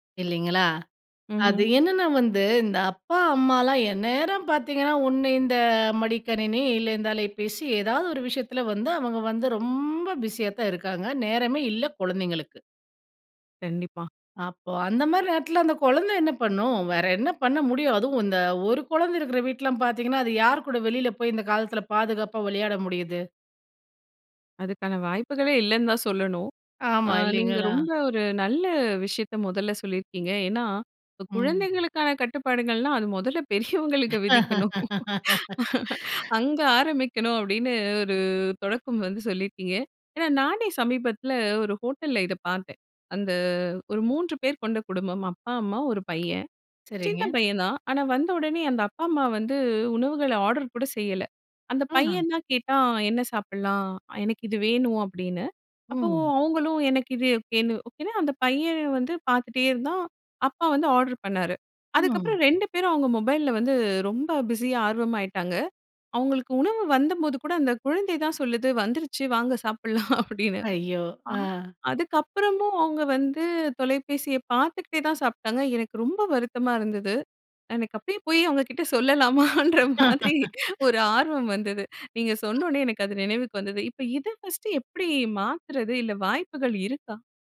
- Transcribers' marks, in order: other background noise; tapping; laughing while speaking: "பெரியவங்களுக்கு விதிக்கணும்"; laugh; laughing while speaking: "வாங்க சாப்பிடலாம்!"; laughing while speaking: "சொல்லலாமான்ற மாதிரி ஒரு ஆர்வம் வந்தது"; laugh; other noise
- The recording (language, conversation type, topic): Tamil, podcast, குழந்தைகளின் திரை நேரத்தை எப்படிக் கட்டுப்படுத்தலாம்?